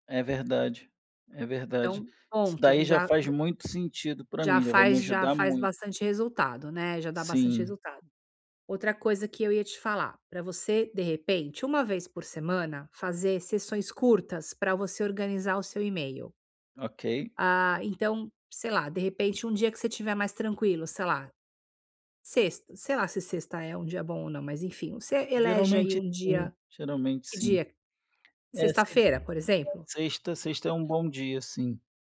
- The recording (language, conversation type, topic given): Portuguese, advice, Como posso organizar melhor meus arquivos digitais e e-mails?
- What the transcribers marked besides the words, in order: tapping; other background noise